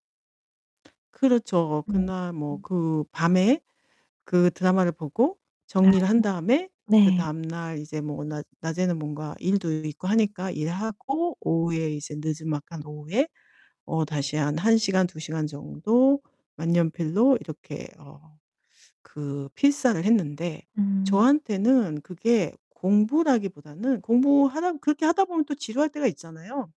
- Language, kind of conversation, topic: Korean, podcast, 혼자 공부할 때 동기부여를 어떻게 유지했나요?
- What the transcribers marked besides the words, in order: other background noise; distorted speech; tapping